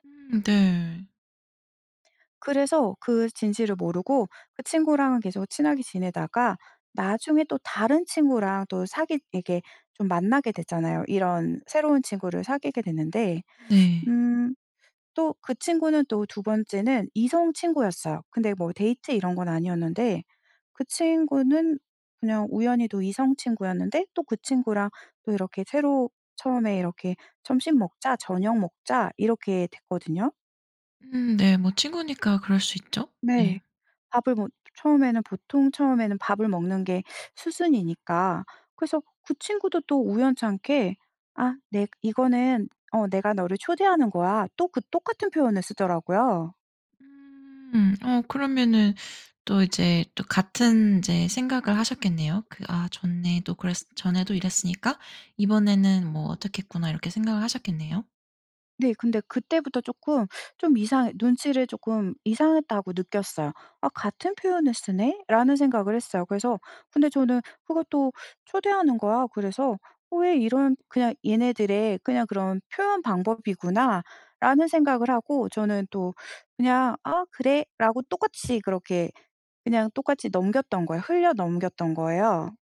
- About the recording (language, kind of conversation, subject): Korean, podcast, 문화 차이 때문에 어색했던 순간을 이야기해 주실래요?
- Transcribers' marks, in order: other background noise; tapping